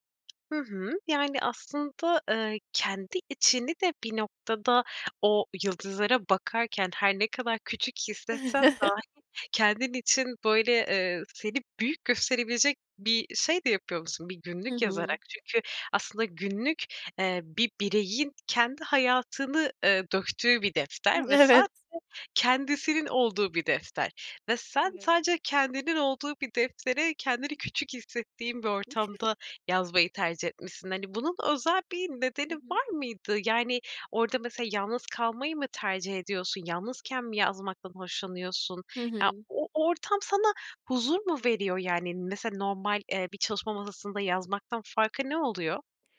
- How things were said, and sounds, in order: tapping; chuckle; chuckle
- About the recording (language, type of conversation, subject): Turkish, podcast, Yıldızlı bir gece seni nasıl hissettirir?